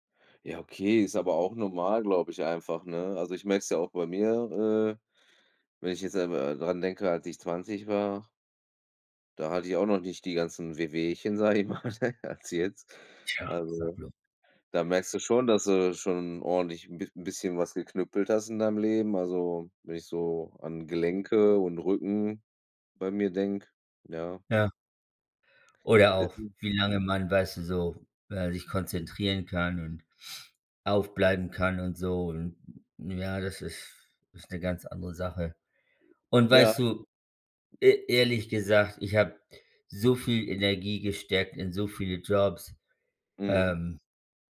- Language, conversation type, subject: German, unstructured, Wie findest du eine gute Balance zwischen Arbeit und Privatleben?
- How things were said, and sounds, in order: laughing while speaking: "sage ich mal"; chuckle; unintelligible speech